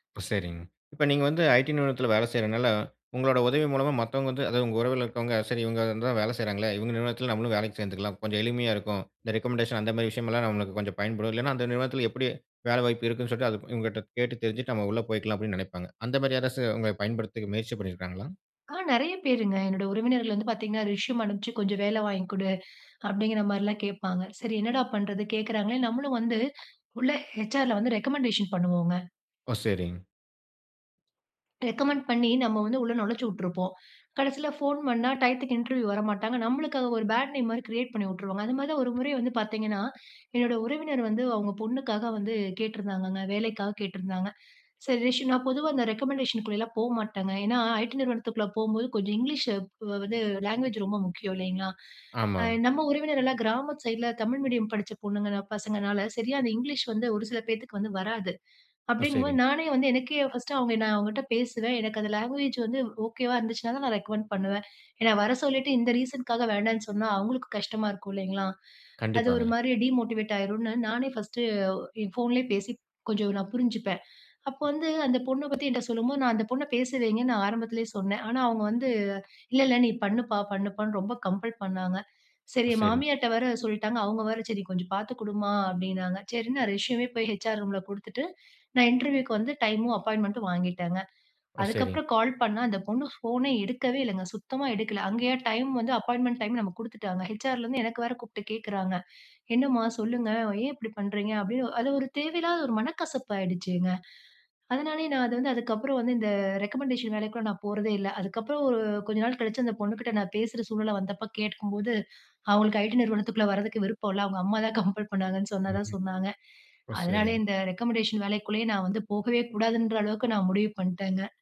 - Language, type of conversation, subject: Tamil, podcast, மாறுதல் ஏற்பட்டபோது உங்கள் உறவுகள் எவ்வாறு பாதிக்கப்பட்டன?
- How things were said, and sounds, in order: in English: "ரிஷ்யூம்"; "ரெஸ்யூம்" said as "ரிஷ்யூம்"; in English: "ரெக்கமண்டேஷன்"; in English: "ரெக்கமண்ட்"; other background noise; in English: "லேங்குவேஜ்"; in English: "லாங்குவேஜ்"; in English: "ரெகமெண்ட்"; in English: "ரீசன்க்காக"; in English: "டீமோட்டிவேட்"; in English: "இன்டர்வியூக்கு"; in English: "அப்பாயின்மெண்ட்டும்"; in English: "ரெக்கமெண்டேஷன்"; in English: "கம்பல்"; in English: "ரெகமெண்டஷன்"